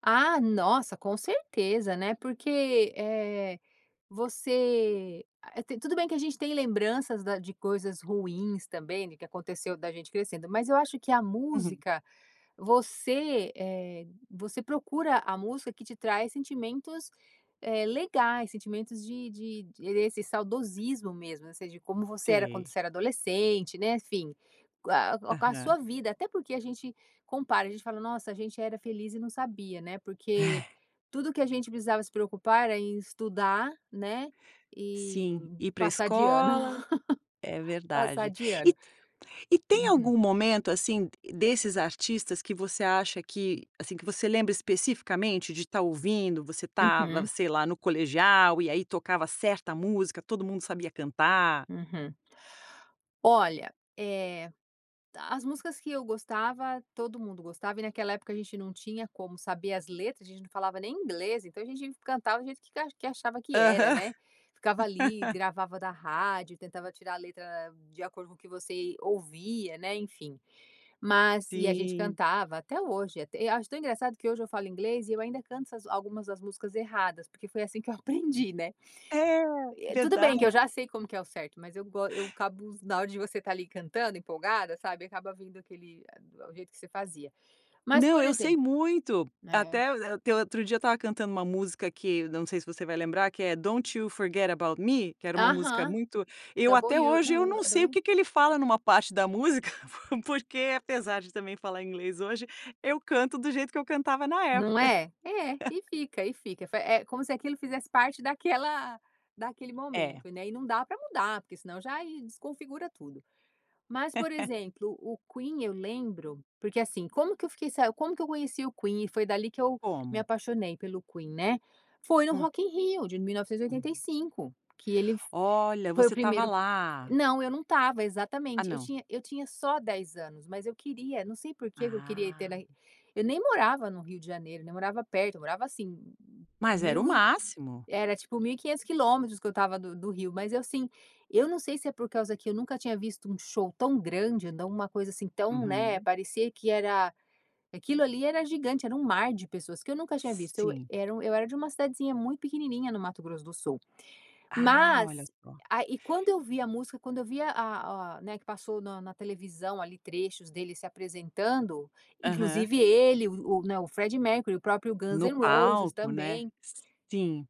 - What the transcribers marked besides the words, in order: laugh; laugh; laugh; laugh; laugh
- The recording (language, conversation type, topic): Portuguese, podcast, Que artistas você considera parte da sua identidade musical?